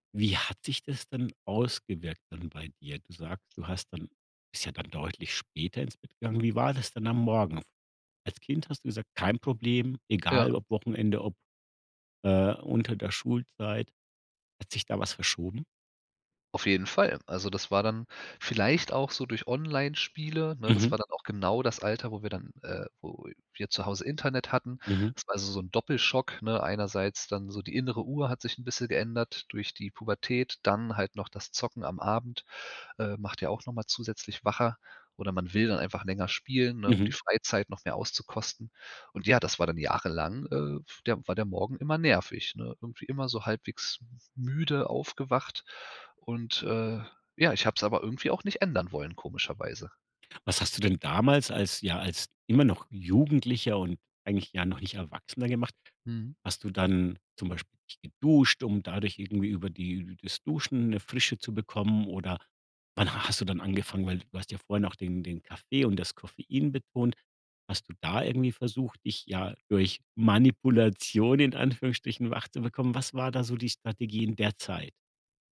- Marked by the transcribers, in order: other background noise
- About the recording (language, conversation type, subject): German, podcast, Was hilft dir, morgens wach und fit zu werden?